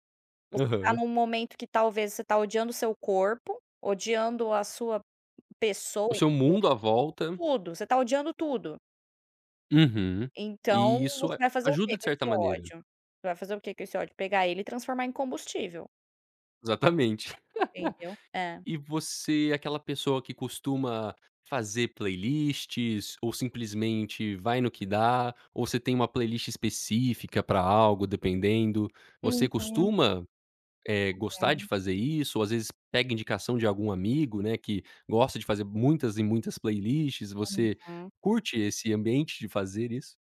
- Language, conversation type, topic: Portuguese, podcast, Como a internet mudou a forma de descobrir música?
- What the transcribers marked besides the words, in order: tapping; laugh